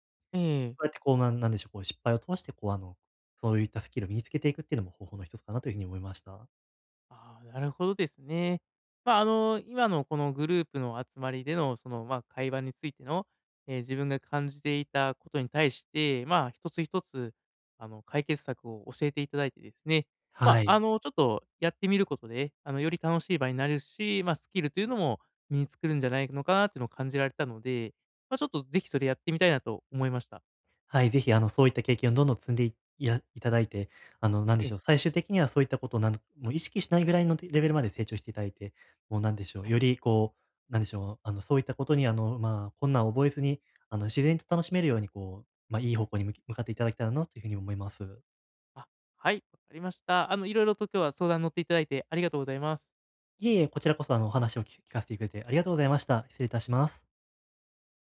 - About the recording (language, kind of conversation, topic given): Japanese, advice, グループの集まりで孤立しないためには、どうすればいいですか？
- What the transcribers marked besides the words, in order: none